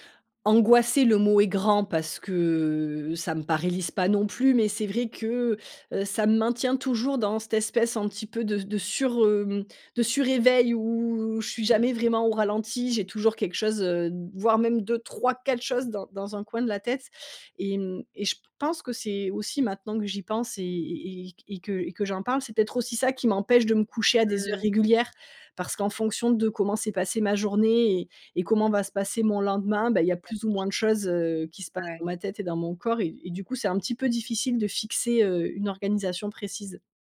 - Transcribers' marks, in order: drawn out: "où"; unintelligible speech
- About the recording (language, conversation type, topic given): French, advice, Pourquoi ai-je du mal à instaurer une routine de sommeil régulière ?